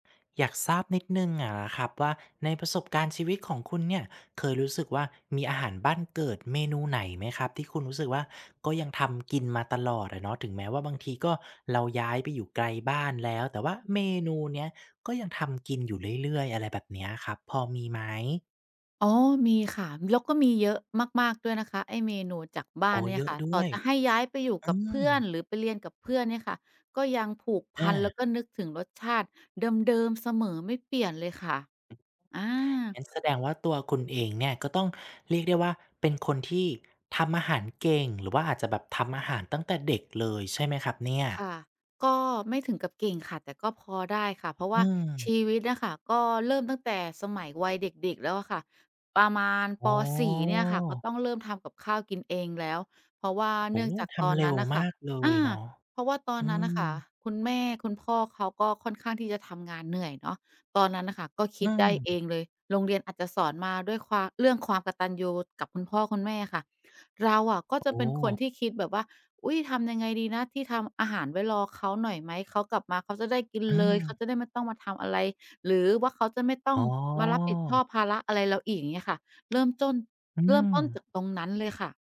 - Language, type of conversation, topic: Thai, podcast, มีอาหารบ้านเกิดเมนูไหนที่คุณยังทำกินอยู่แม้ย้ายไปอยู่ไกลแล้วบ้าง?
- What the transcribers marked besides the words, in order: other noise; tapping